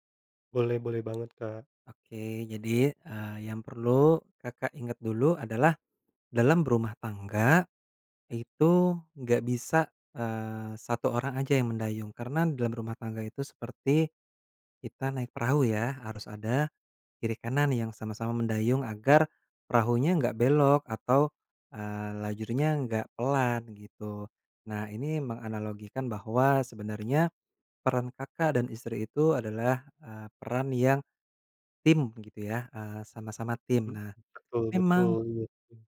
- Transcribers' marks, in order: tapping; other background noise
- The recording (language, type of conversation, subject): Indonesian, advice, Pertengkaran yang sering terjadi